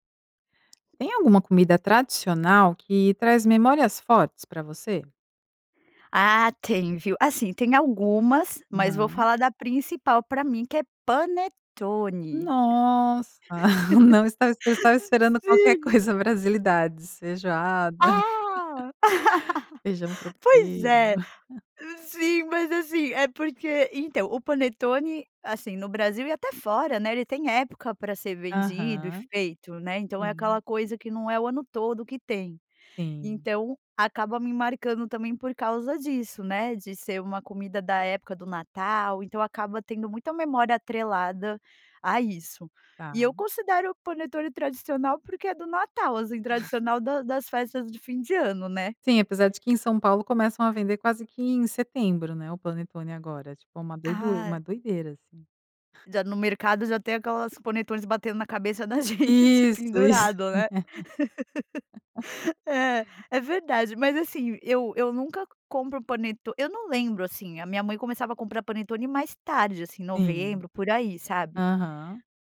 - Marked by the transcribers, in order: laugh; giggle; laugh; laugh
- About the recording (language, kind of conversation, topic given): Portuguese, podcast, Tem alguma comida tradicional que traz memórias fortes pra você?